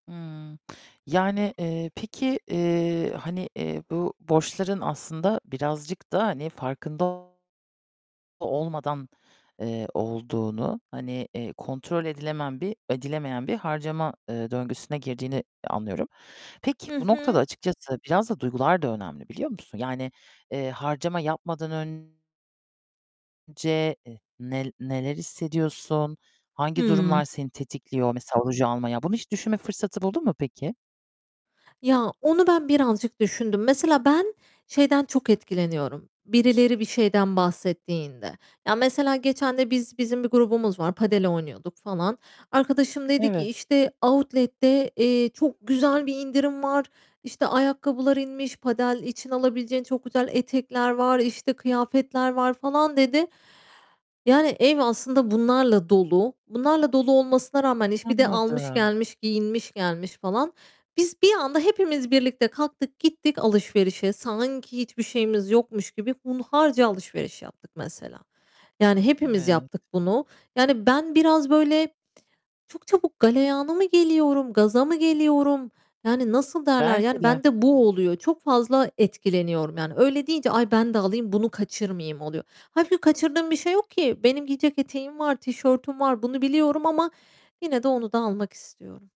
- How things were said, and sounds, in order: other background noise; tapping; distorted speech; "edilemeyen" said as "edilemen"; in English: "outlet'te"
- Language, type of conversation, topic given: Turkish, advice, Harcamalarınızı kontrol edemeyip tekrar tekrar borçlanma alışkanlığınızı anlatır mısınız?